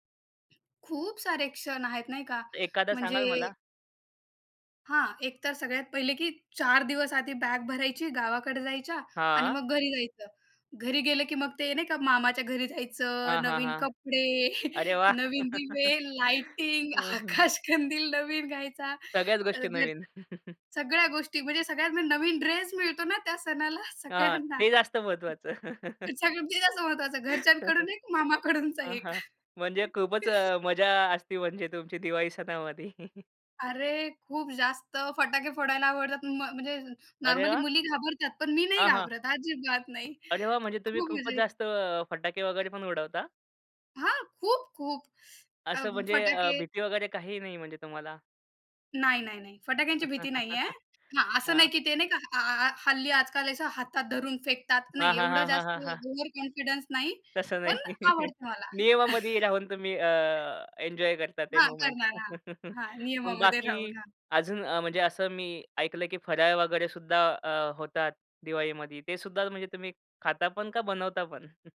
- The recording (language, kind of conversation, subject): Marathi, podcast, लहानपणीचा तुझा आवडता सण कोणता होता?
- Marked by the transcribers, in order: other background noise; joyful: "नवीन कपडे, नवीन दिवे, लाइटिंग. आकाश कंदील नवीन घ्यायचा"; chuckle; laughing while speaking: "आकाश कंदील नवीन घ्यायचा"; unintelligible speech; chuckle; laughing while speaking: "नवीन ड्रेस मिळतो ना त्या … एक मामाकडूनचा एक"; chuckle; laughing while speaking: "म्हणजे खूपच अ, मजा असते, म्हणजे तुमची दिवाळी सणामध्ये"; laugh; chuckle; joyful: "फटाके फोडायला आवडतात"; joyful: "पण मी नाही घाबरत, अजिबात नाही. खूप मजा येते"; chuckle; chuckle; chuckle; in English: "मूव्हमेंट"; chuckle; chuckle